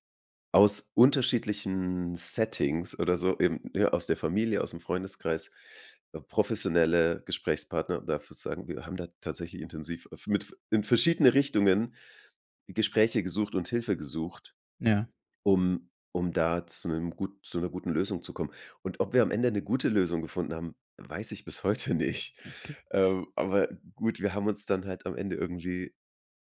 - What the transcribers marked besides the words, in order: laughing while speaking: "heute nicht"
- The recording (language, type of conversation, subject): German, podcast, Wie könnt ihr als Paar Erziehungsfragen besprechen, ohne dass es zum Streit kommt?